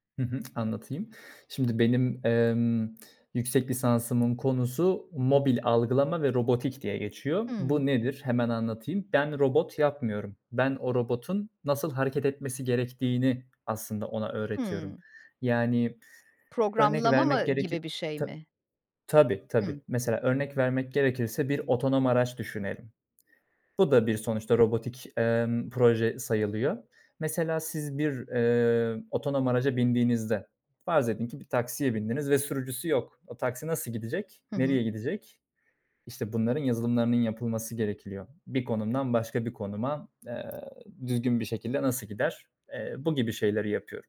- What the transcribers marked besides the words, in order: tsk; tapping
- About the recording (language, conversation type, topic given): Turkish, podcast, Başarısızlıktan öğrendiğin en önemli ders nedir?